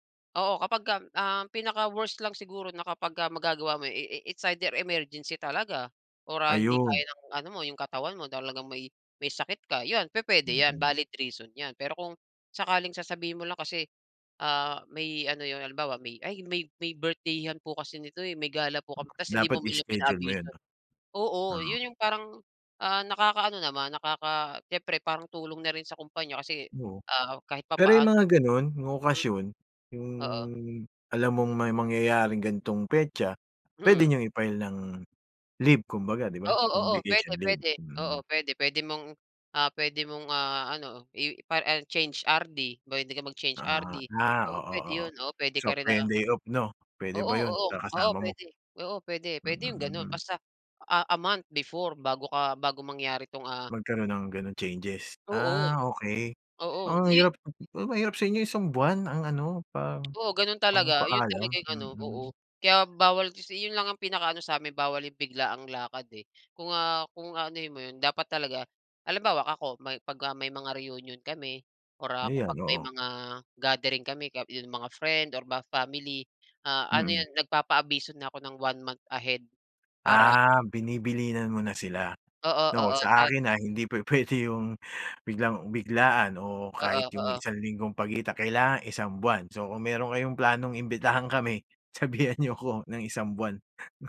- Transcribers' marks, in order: other background noise
- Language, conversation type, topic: Filipino, podcast, Paano mo pinangangalagaan ang oras para sa pamilya at sa trabaho?